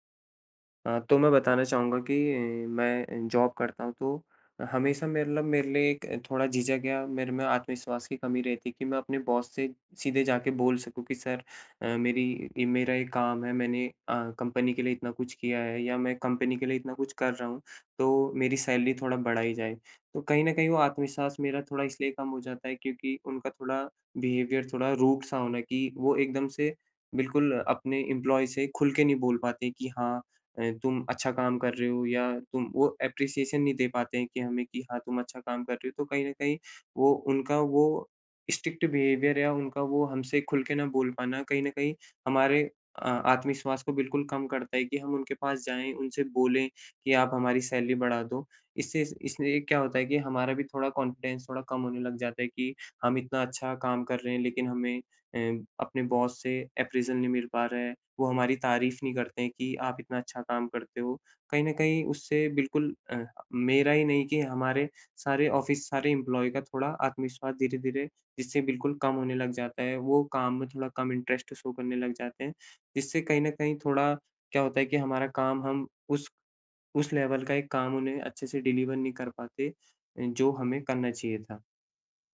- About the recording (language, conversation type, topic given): Hindi, advice, मैं अपने प्रबंधक से वेतन‑वृद्धि या पदोन्नति की बात आत्मविश्वास से कैसे करूँ?
- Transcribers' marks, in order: in English: "जॉब"; in English: "बॉस"; in English: "सैलरी"; in English: "बिहेवियर"; in English: "रूड़"; in English: "एम्प्लॉयी"; in English: "अप्प्रेसिएशन"; in English: "स्ट्रिक्ट बिहेवियर"; in English: "सैलरी"; in English: "कॉन्फिडेंस"; in English: "बॉस"; in English: "अप्रैज़ल"; in English: "ऑफिस"; in English: "एम्प्लॉयी"; in English: "इंटरेस्ट शो"; in English: "लेवल"; in English: "डिलीवर"